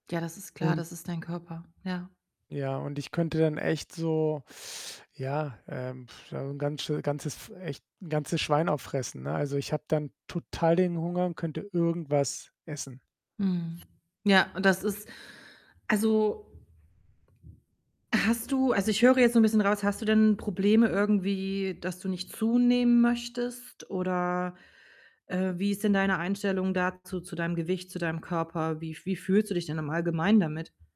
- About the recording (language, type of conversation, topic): German, advice, Warum habe ich nach dem Training starken Hunger oder Schwindel?
- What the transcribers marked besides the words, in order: exhale; mechanical hum; other background noise